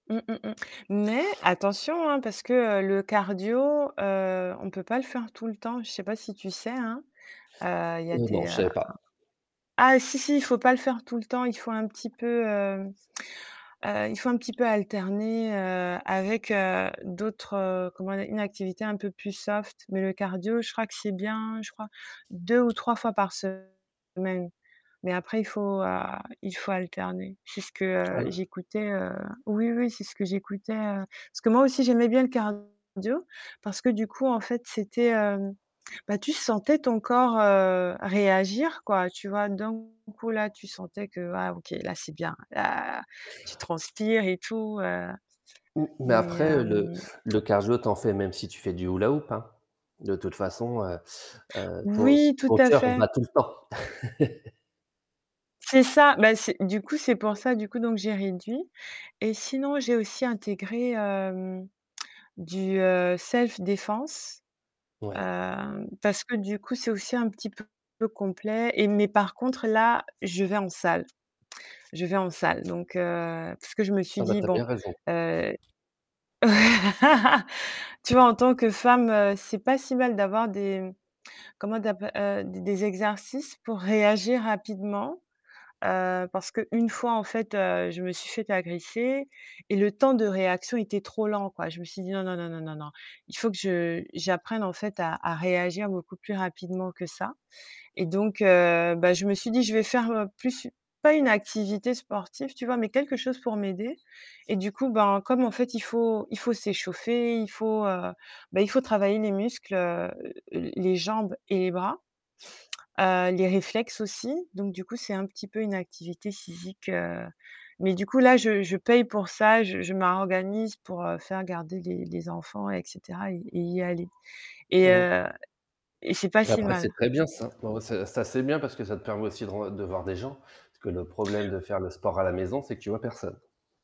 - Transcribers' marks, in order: static; tsk; tapping; distorted speech; other background noise; laugh; chuckle; tsk; unintelligible speech
- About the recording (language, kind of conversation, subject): French, unstructured, Comment intègres-tu l’exercice dans ta routine quotidienne ?